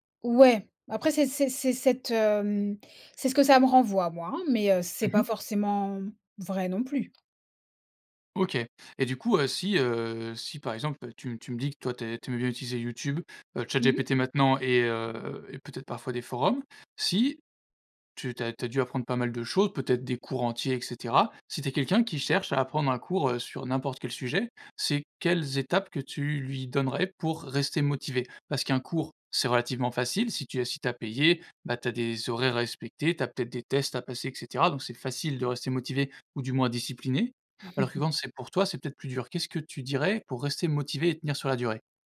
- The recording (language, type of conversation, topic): French, podcast, Tu as des astuces pour apprendre sans dépenser beaucoup d’argent ?
- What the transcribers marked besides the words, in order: tapping; chuckle